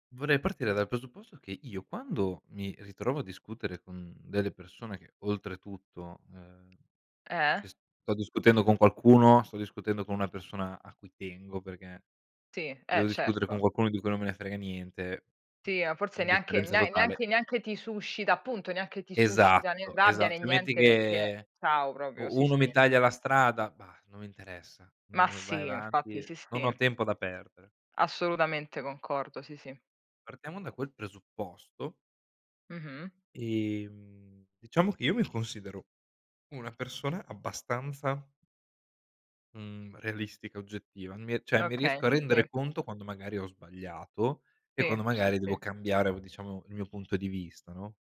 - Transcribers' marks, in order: none
- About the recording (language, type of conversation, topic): Italian, unstructured, Quale sorpresa hai scoperto durante una discussione?